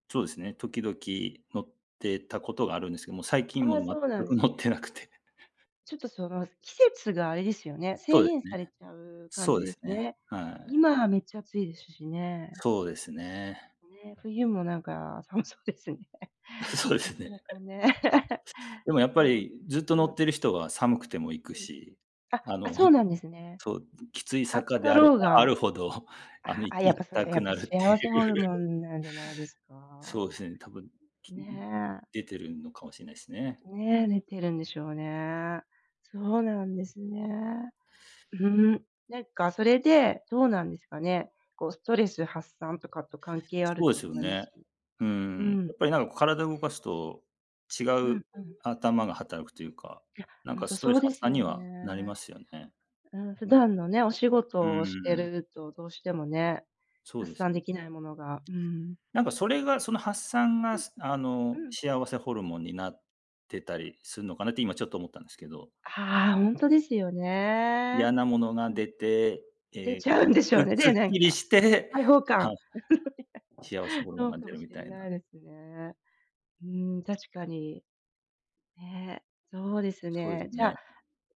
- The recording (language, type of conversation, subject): Japanese, unstructured, 運動をすると、精神面にはどのような変化がありますか？
- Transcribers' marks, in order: chuckle; laughing while speaking: "寒そうですね。なんかね"; laughing while speaking: "そうですね"; chuckle; chuckle; laughing while speaking: "行きたくなるっていう"; "出てるん" said as "ねてるん"; joyful: "出ちゃうんでしょうね"; chuckle; other background noise